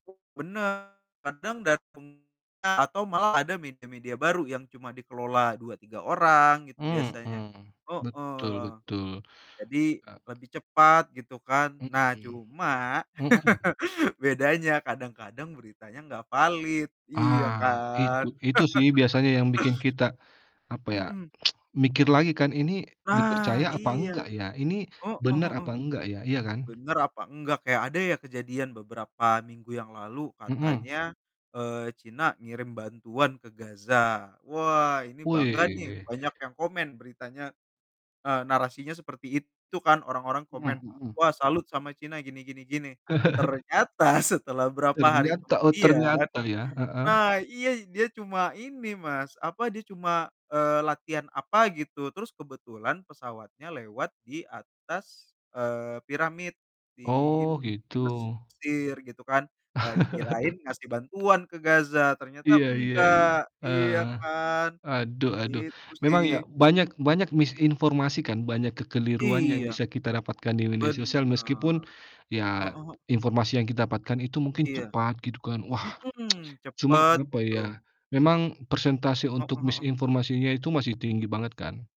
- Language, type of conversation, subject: Indonesian, unstructured, Bagaimana menurut kamu media sosial memengaruhi berita saat ini?
- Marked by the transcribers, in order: other background noise; distorted speech; tapping; laugh; laugh; tsk; chuckle; laughing while speaking: "Ternyata"; chuckle; tsk